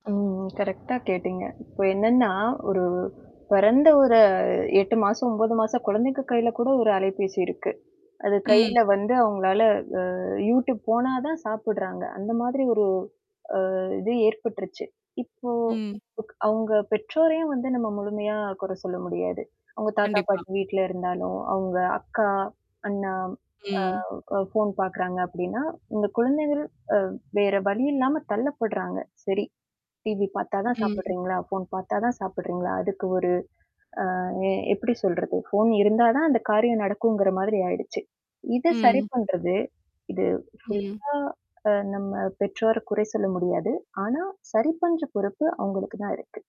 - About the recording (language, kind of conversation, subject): Tamil, podcast, காலை எழுந்தவுடன் நீங்கள் முதலில் என்ன செய்கிறீர்கள்?
- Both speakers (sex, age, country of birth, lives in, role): female, 25-29, India, India, guest; female, 25-29, India, India, host
- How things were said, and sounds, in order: tapping; in English: "கரெக்டா"; mechanical hum; static; distorted speech